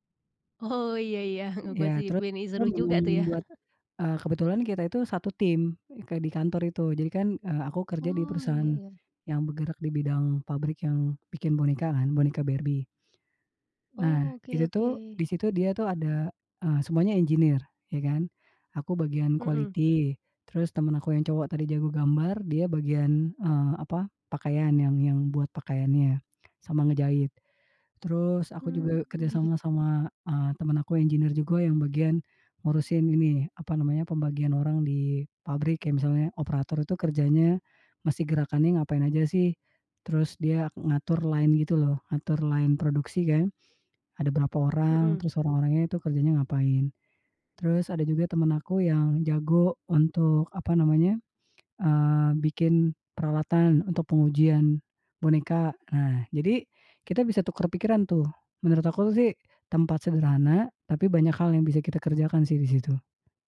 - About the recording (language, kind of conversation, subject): Indonesian, podcast, Apa trikmu agar hal-hal sederhana terasa berkesan?
- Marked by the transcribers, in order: chuckle; in English: "engineer"; in English: "quality"; in English: "engineer"; in English: "line"; in English: "line"